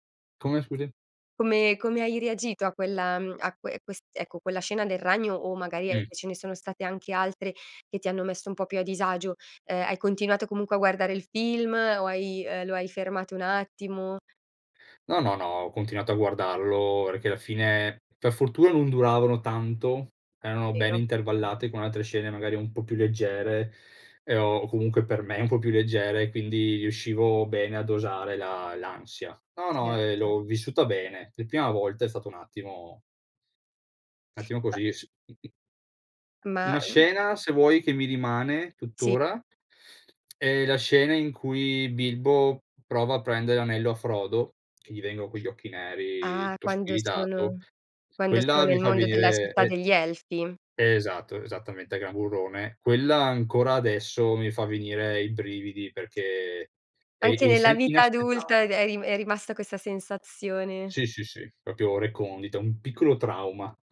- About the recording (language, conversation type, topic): Italian, podcast, Raccontami del film che ti ha cambiato la vita
- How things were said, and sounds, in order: lip smack; "proprio" said as "propio"